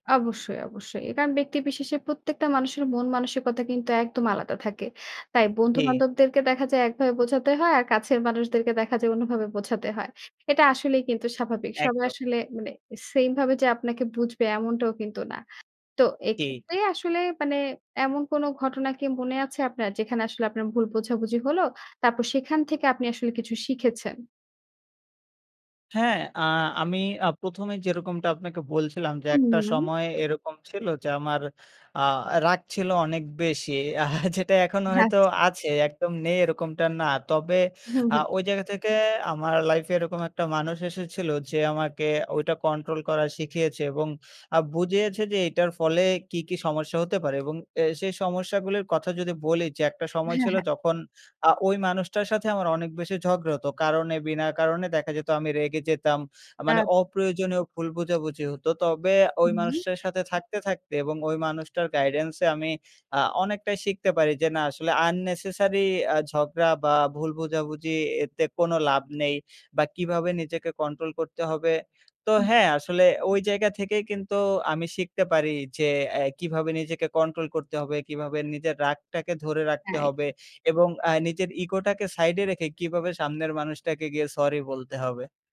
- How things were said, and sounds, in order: laughing while speaking: "যেটা এখনো হয়তো"; laughing while speaking: "আচ্ছা"; in English: "guidance"; in English: "unnecessary"; other noise
- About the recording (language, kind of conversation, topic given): Bengali, podcast, ভুল বোঝাবুঝি হলে আপনি প্রথমে কী করেন?